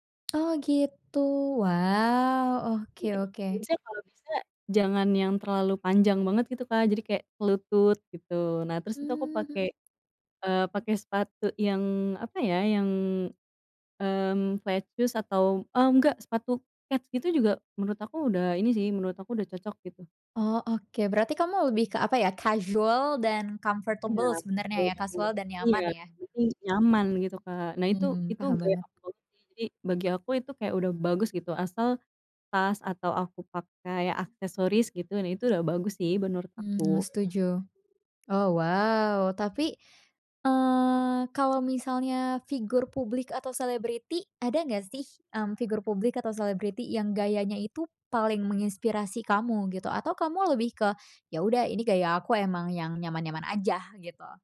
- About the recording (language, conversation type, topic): Indonesian, podcast, Dari mana biasanya kamu mencari inspirasi gaya?
- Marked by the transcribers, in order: in English: "flat shoes"; tapping; in English: "comfortable"; other street noise; background speech